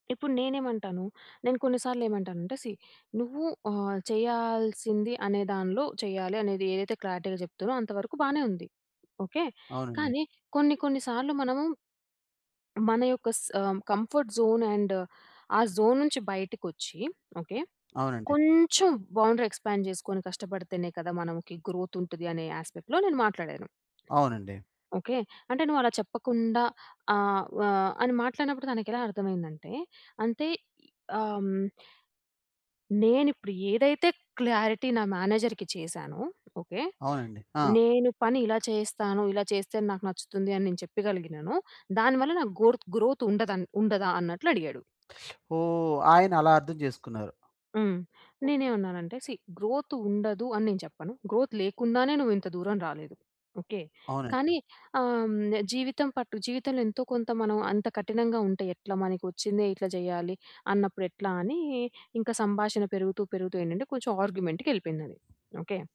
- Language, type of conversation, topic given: Telugu, podcast, వాక్య నిర్మాణం వల్ల మీకు అర్థం తప్పుగా అర్థమయ్యే పరిస్థితి తరచుగా ఎదురవుతుందా?
- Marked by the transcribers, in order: in English: "సీ"; in English: "క్లారిటీ‌గా"; in English: "కంఫర్ట్ జోన్ అండ్"; in English: "జోన్"; in English: "బౌండరీ ఎక్స్‌పాండ్"; in English: "గ్రోత్"; in English: "యాస్పెక్ట్‌లో"; other noise; in English: "క్లారిటీ"; in English: "మేనేజర్‌కి"; in English: "గ్రోత్"; teeth sucking; in English: "సీ గ్రోత్"; in English: "గ్రోత్"; in English: "ఆర్గ్యుమెంట్‌కి"